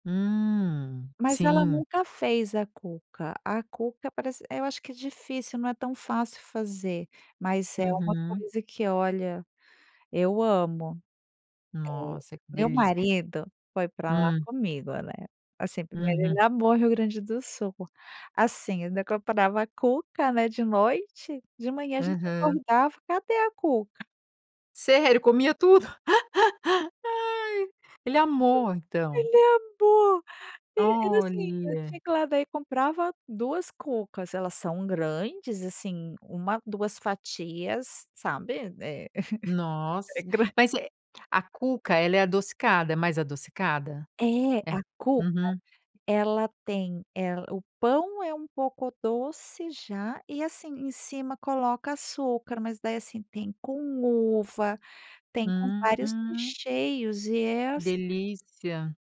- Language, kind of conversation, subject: Portuguese, podcast, Que cheiro de comida imediatamente te transporta no tempo?
- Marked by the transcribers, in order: laugh; chuckle